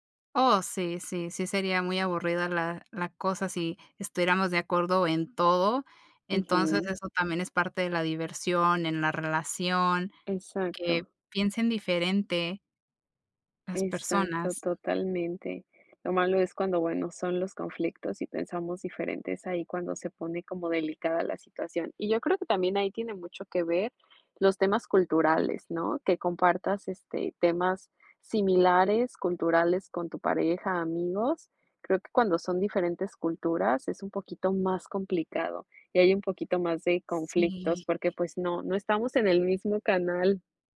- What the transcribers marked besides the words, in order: tapping
- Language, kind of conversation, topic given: Spanish, unstructured, ¿Crees que es importante comprender la perspectiva de la otra persona en un conflicto?
- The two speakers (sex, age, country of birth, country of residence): female, 30-34, Mexico, United States; female, 30-34, United States, United States